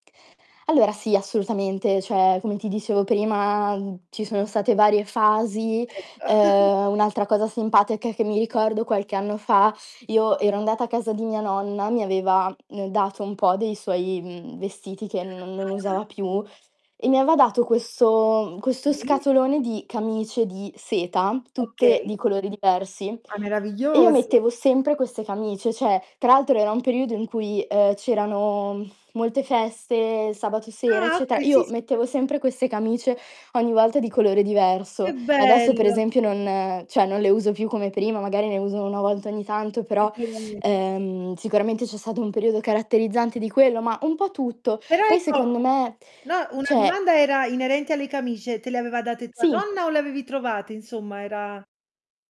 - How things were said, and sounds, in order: static; "cioè" said as "ceh"; drawn out: "prima"; distorted speech; chuckle; "simpatica" said as "simpataca"; "aveva" said as "ava"; "cioè" said as "ceh"; exhale; "cioè" said as "ceh"; unintelligible speech; "cioè" said as "ceh"
- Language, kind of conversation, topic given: Italian, podcast, Com’è nato il tuo stile personale?